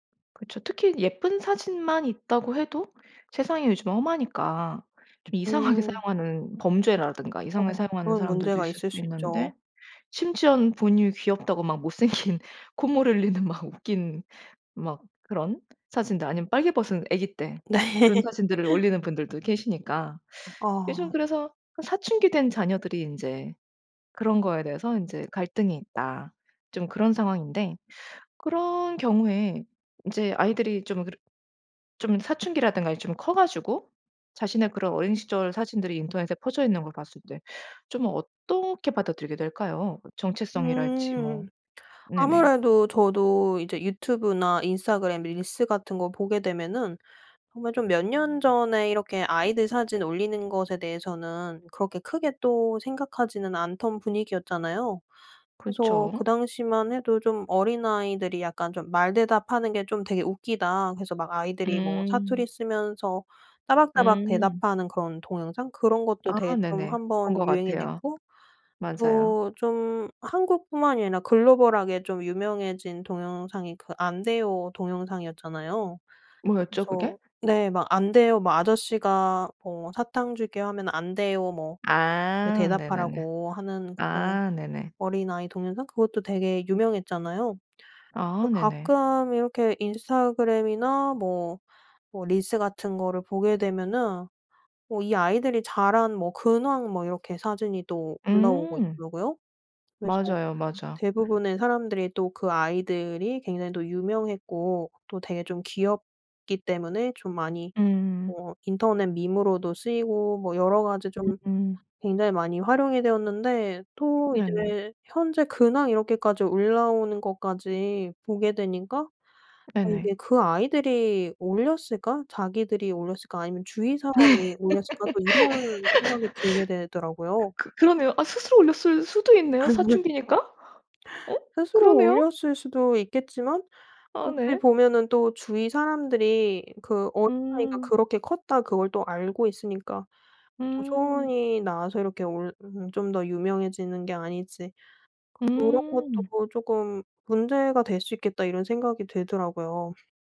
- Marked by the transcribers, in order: laughing while speaking: "이상하게"; laughing while speaking: "못생긴"; laughing while speaking: "막 웃긴"; laughing while speaking: "네"; laugh; other background noise; laugh; laugh; tapping
- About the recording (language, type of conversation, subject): Korean, podcast, 어린 시절부터 SNS에 노출되는 것이 정체성 형성에 영향을 줄까요?